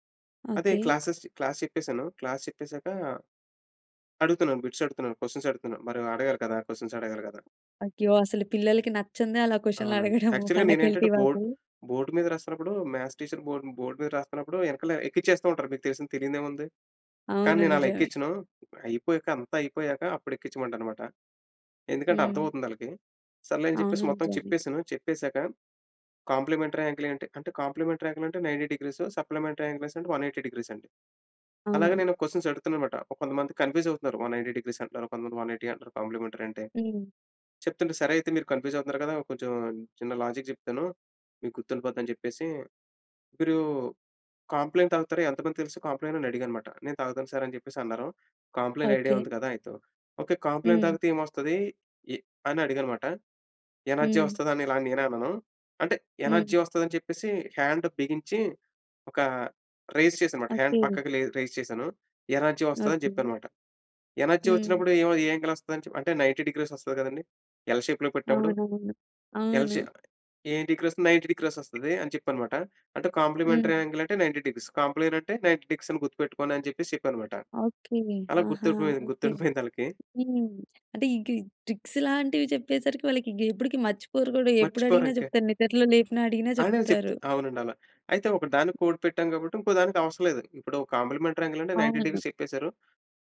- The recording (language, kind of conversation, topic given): Telugu, podcast, కొత్త విషయాలను నేర్చుకోవడం మీకు ఎందుకు ఇష్టం?
- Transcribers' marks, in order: in English: "క్లాసెస్ క్లాస్"; in English: "బిట్స్"; in English: "క్వెషన్స్"; in English: "క్వెషన్స్"; laughing while speaking: "అలా క్వెషన్‌లు అడగడం ఫాకల్టీ వాళ్లు"; in English: "యాక్చువల్‌గా"; in English: "ఫాకల్టీ"; in English: "బోర్డ్ బోర్డ్"; in English: "మ్యాథ్స్ టీచర్ బోర్డ్ బోర్డ్"; in English: "కాంప్లిమెంటరీ యాంగిల్"; in English: "కాంప్లిమెంటరీ యాంగిల్"; in English: "నైంటి డీగ్రీస్, సప్లిమెంటరీ యాంగిల్ వన్ ఎయిటీ డిగ్రీస్"; in English: "క్వెషన్స్"; in English: "కన్‌ఫ్యూస్"; in English: "వన్ నైంటి డిగ్రీస్"; in English: "వన్ ఎయిటి"; in English: "కాంప్లిమెంటరీ"; in English: "కన్‌ఫ్యూస్"; in English: "లాజిక్"; in English: "కాంప్లెయిన్"; in English: "కాంప్లెయిన్?"; in English: "కాంప్లయిన్ ఐడియా"; in English: "కాంప్లెయిన్"; in English: "ఎనర్జీ"; in English: "ఎనర్జీ"; in English: "హ్యాండ్"; in English: "రైస్"; in English: "హ్యాండ్"; in English: "రైస్"; in English: "ఎనర్జీ"; in English: "ఎనర్జీ"; in English: "యాంగిల్"; in English: "నైంటి డిగ్రీస్"; in English: "ఎల్ షేప్‌లో"; in English: "ఎల్ షేప్"; in English: "డీగ్రీస్ నైంటి డీగ్రీస్"; other background noise; in English: "కాంప్లిమెంటరీ యాంగిల్"; in English: "నైంటీ డిగ్రీస్. కాంప్లెయిన్"; in English: "నైంటీ డిగ్రీస్"; in English: "ట్రిక్స్"; in English: "కోడ్"; in English: "కాంప్లిమెంటరీ యాంగిల్"; in English: "నైంటీ డిగ్రీస్"